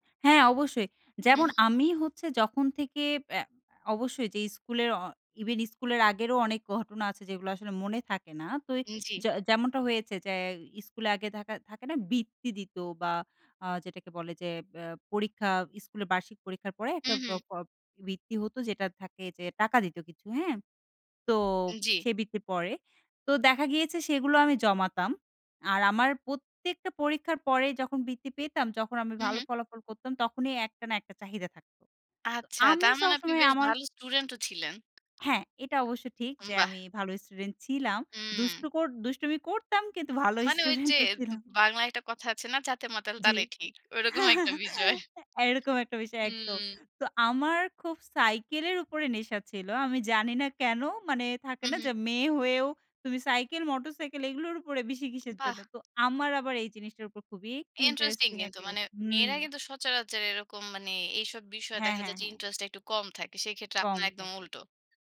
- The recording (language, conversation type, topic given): Bengali, podcast, শৈশবের কোনো মজার স্মৃতি কি শেয়ার করবেন?
- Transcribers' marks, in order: laughing while speaking: "ভালো স্টুডেন্ট ও ছিলাম"; giggle; laughing while speaking: "ঐরকম একটা বিষয়"